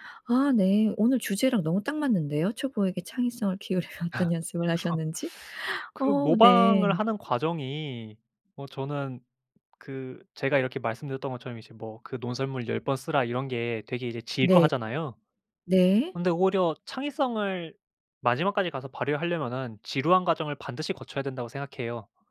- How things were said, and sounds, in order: laugh; laughing while speaking: "그래서"; laughing while speaking: "키우려면"; other background noise
- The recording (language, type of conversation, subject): Korean, podcast, 초보자가 창의성을 키우기 위해 어떤 연습을 하면 좋을까요?